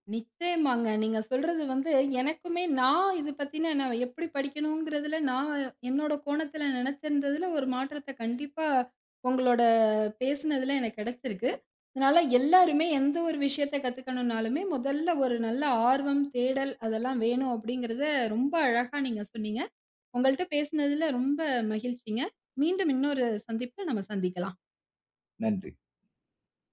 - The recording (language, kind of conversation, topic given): Tamil, podcast, பாடங்களை நன்றாக நினைவில் வைப்பது எப்படி?
- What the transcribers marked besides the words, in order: none